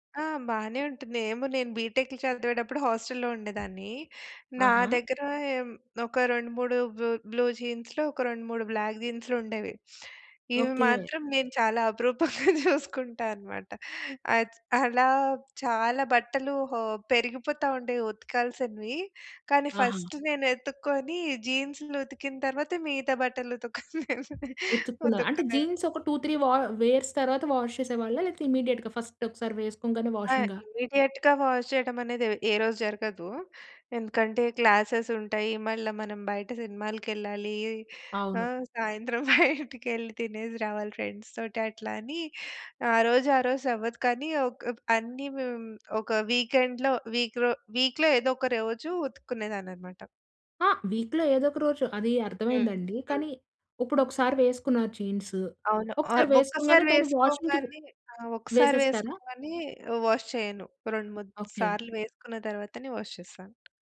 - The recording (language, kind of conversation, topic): Telugu, podcast, మీ గార్డ్రోబ్‌లో ఎప్పుడూ ఉండాల్సిన వస్తువు ఏది?
- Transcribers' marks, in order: in English: "బీటెక్‌లో"; in English: "హాస్టల్‌లో"; in English: "బ్ బ్లూ"; in English: "బ్లాక్"; sniff; giggle; in English: "ఫస్ట్"; giggle; in English: "జీన్స్"; in English: "టూ త్రీ"; in English: "వేర్స్"; in English: "వాష్"; in English: "ఇమ్మీడియేట్‌గా ఫస్ట్"; in English: "ఇమ్మీడియేట్‌గా వాష్"; giggle; in English: "ఫ్రెండ్స్‌తోటి"; in English: "వీకెండ్‌లో వీక్‌లో వీక్‌లో"; in English: "వీక్‌లో"; in English: "జీన్స్"; in English: "వాషింగ్‌కి"; in English: "వాష్"; "మూడు" said as "మూద్"; in English: "వాష్"; other background noise